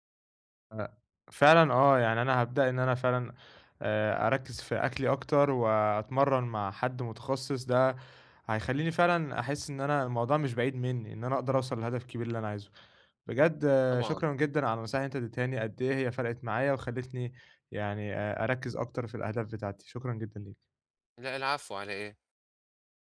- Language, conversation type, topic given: Arabic, advice, ازاي أحوّل هدف كبير لعادات بسيطة أقدر ألتزم بيها كل يوم؟
- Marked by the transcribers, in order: none